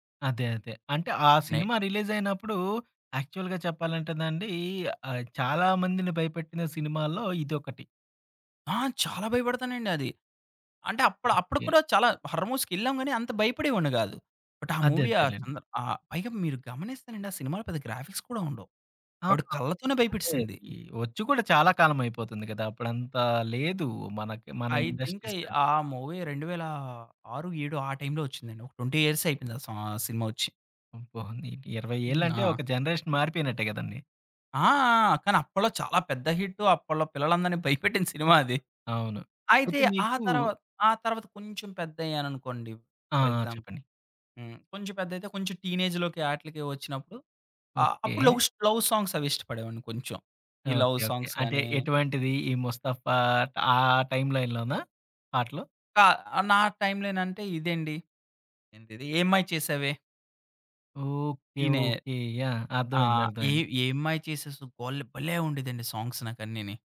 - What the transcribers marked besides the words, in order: in English: "యాక్చువల్‌గా"; unintelligible speech; "హర్మస్కి" said as "హారర్స్‌కి"; in English: "బట్"; in English: "గ్రాఫిక్స్"; in English: "ఇండస్ట్రీస్"; in English: "ఐ థింక్ ఐ"; in English: "మూవీ"; in English: "జనరేషన్"; giggle; tapping; in English: "ఫర్ ఎగ్జాంపుల్"; in English: "టీనేజ్‌లోకి"; in English: "లవ్స్ లవ్ సాంగ్స్"; in English: "లవ్ సాంగ్స్"; in English: "టైం లైన్"; in English: "యాహ్!"; in English: "సాంగ్స్"
- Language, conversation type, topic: Telugu, podcast, మీ జీవితాన్ని ప్రతినిధ్యం చేసే నాలుగు పాటలను ఎంచుకోవాలంటే, మీరు ఏ పాటలను ఎంచుకుంటారు?